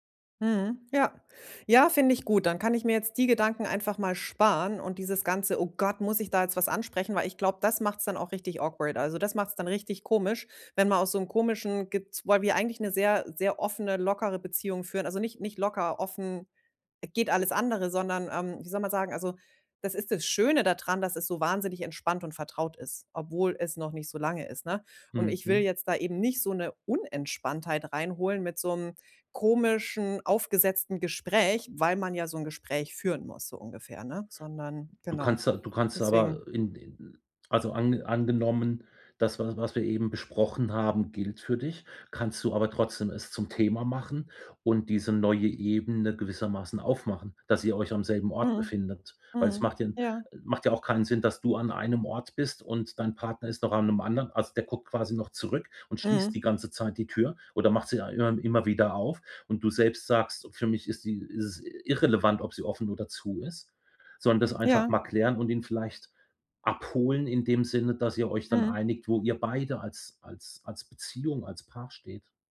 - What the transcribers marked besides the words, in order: in English: "awkward"
- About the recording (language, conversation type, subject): German, advice, Wie kann ich lernen, mit Ungewissheit umzugehen, wenn sie mich blockiert?